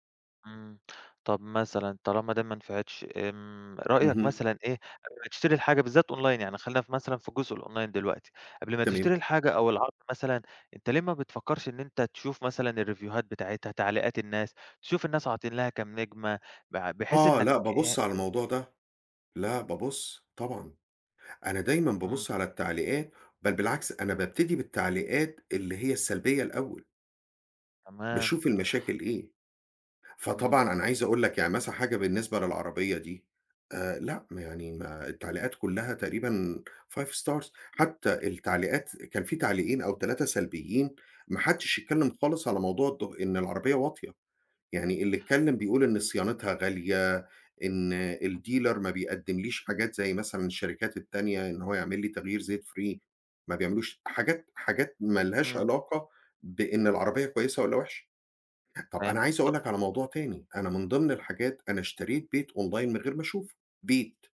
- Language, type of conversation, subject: Arabic, advice, إزاي أقدر أقاوم الشراء العاطفي لما أكون متوتر أو زهقان؟
- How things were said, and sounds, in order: in English: "online"; in English: "الonline"; in English: "الريفيوهات"; in English: "five stars"; in English: "الdealer"; other noise; in English: "free"; in English: "online"